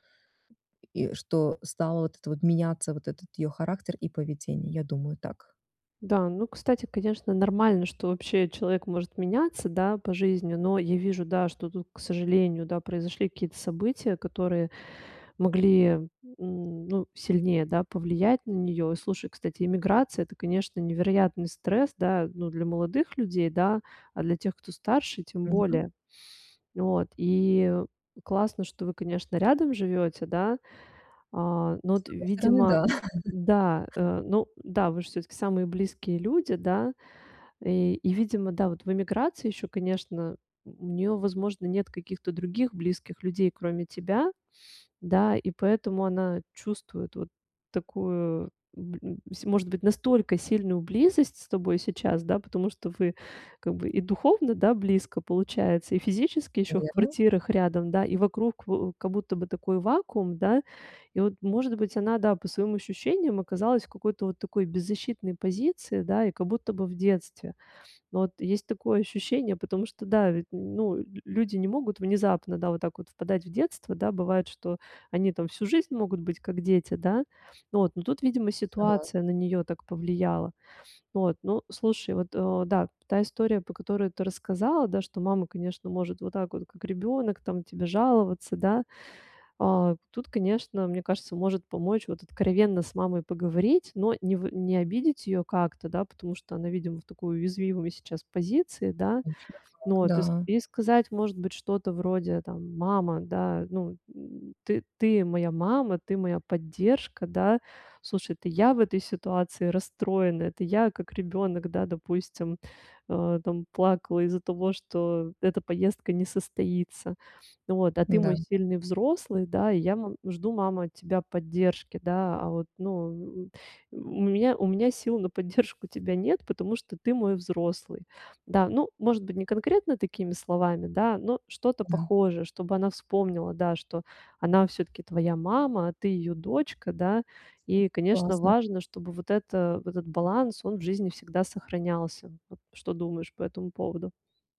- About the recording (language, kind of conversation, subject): Russian, advice, Как мне развить устойчивость к эмоциональным триггерам и спокойнее воспринимать критику?
- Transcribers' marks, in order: tapping; laugh